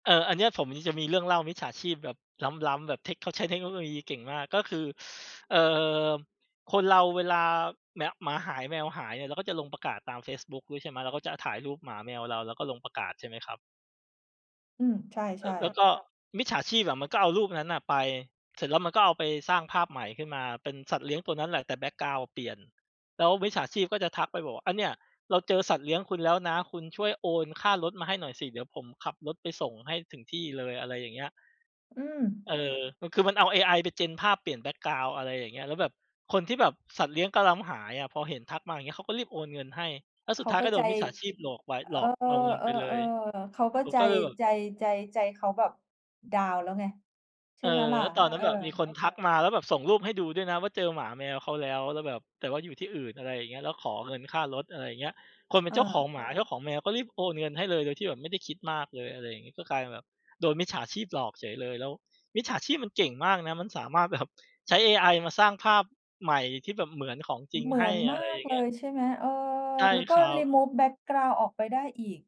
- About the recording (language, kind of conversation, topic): Thai, unstructured, ทำไมบางคนถึงรู้สึกว่าบริษัทเทคโนโลยีควบคุมข้อมูลมากเกินไป?
- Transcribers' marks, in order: other noise; other background noise; laughing while speaking: "แบบ"; in English: "remove"